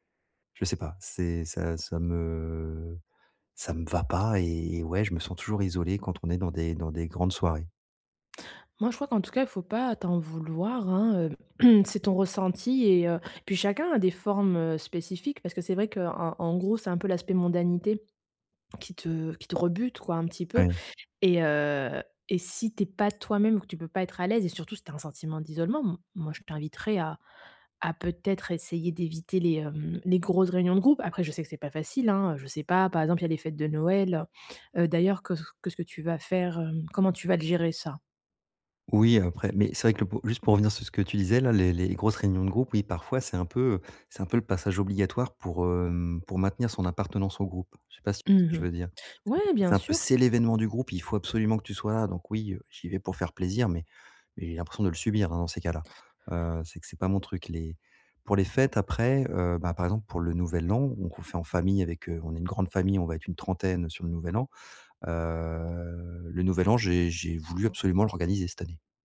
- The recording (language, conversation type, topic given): French, advice, Comment puis-je me sentir moins isolé(e) lors des soirées et des fêtes ?
- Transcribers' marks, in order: stressed: "ça me va pas"; throat clearing; other background noise; stressed: "C'est"; drawn out: "Heu"